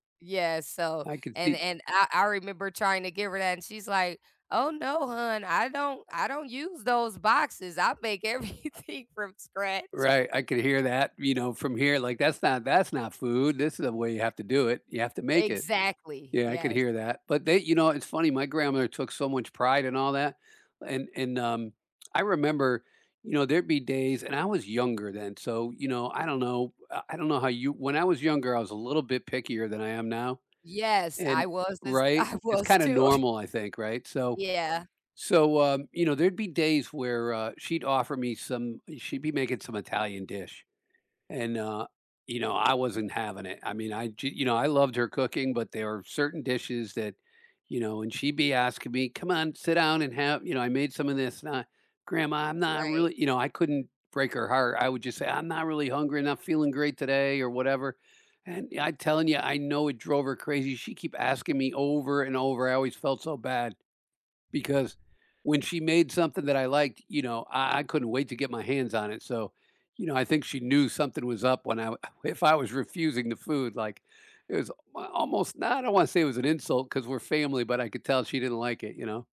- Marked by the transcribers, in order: other background noise; laughing while speaking: "I make everything from scratch"; tapping
- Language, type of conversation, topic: English, unstructured, Why do some dishes taste better the next day?
- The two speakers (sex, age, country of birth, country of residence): female, 35-39, United States, United States; male, 65-69, United States, United States